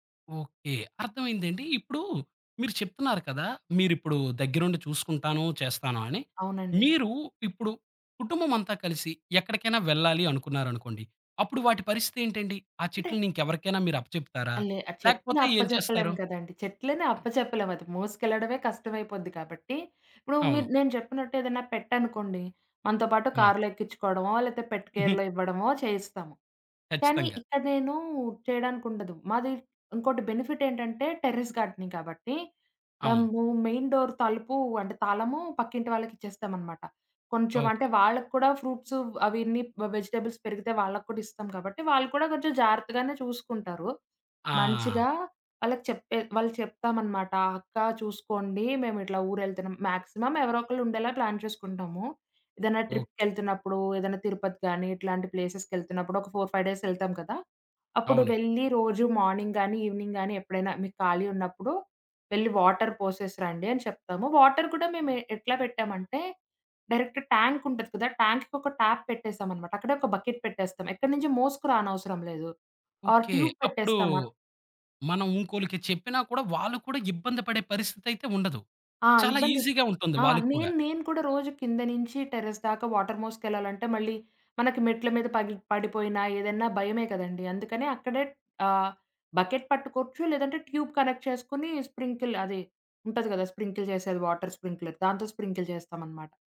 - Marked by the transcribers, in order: other background noise; in English: "పెట్"; in English: "పెట్ కేర్‌లో"; in English: "టెర్రస్ గార్డెనింగ్"; in English: "మెయిన్ డోర్"; in English: "వెజిటబుల్స్"; in English: "మాక్సిమమ్"; in English: "ప్లాన్"; in English: "ట్రిప్‌కెళ్తున్నప్పుడు"; in English: "ప్లేసెస్‌కెళ్తున్నప్పుడు"; in English: "ఫోర్ ఫైవ్ డేస్"; in English: "మార్నింగ్"; in English: "ఈవినింగ్"; in English: "వాటర్"; in English: "వాటర్"; in English: "డైరెక్ట్"; in English: "ట్యాంక్‌కి"; in English: "ట్యాప్"; in English: "బకెట్"; in English: "ట్యూబ్"; in English: "ఈజీగా"; in English: "టెర్రస్"; in English: "వాటర్"; in English: "బకెట్"; in English: "ట్యూబ్ కనెక్ట్"; in English: "స్ప్రింకిల్"; in English: "స్ప్రింకిల్"; in English: "వాటర్ స్ప్రింక్లర్"; in English: "స్ప్రింకిల్"
- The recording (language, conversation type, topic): Telugu, podcast, హాబీలు మీ ఒత్తిడిని తగ్గించడంలో ఎలా సహాయపడతాయి?